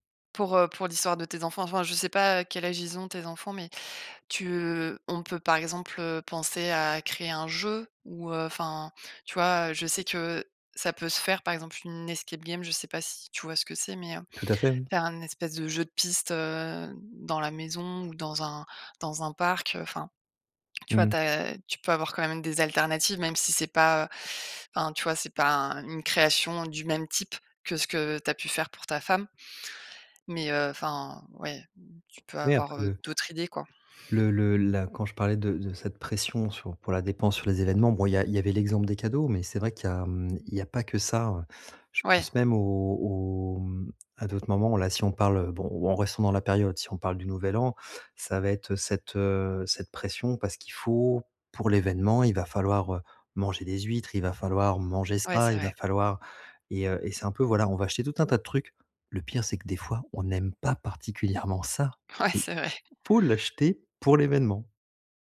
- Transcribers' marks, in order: in English: "escape game"; tapping; laughing while speaking: "Ouais"; other background noise
- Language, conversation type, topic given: French, advice, Comment gérer la pression sociale de dépenser pour des événements sociaux ?
- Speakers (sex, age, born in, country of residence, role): female, 35-39, France, France, advisor; male, 40-44, France, France, user